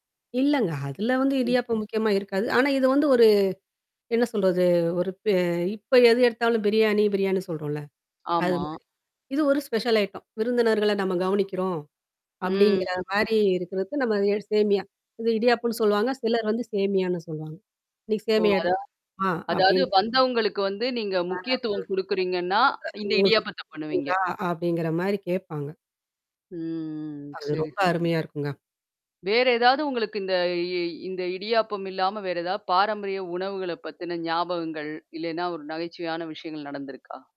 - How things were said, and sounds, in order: static; in English: "ஸ்பெஷல் ஐட்டம்"; tapping; mechanical hum; distorted speech; drawn out: "ஆ"; other background noise; unintelligible speech; drawn out: "ம். ம்"
- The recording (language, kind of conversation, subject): Tamil, podcast, உங்கள் பாரம்பரிய உணவுகளில் உங்களுக்குப் பிடித்த ஒரு இதமான உணவைப் பற்றி சொல்ல முடியுமா?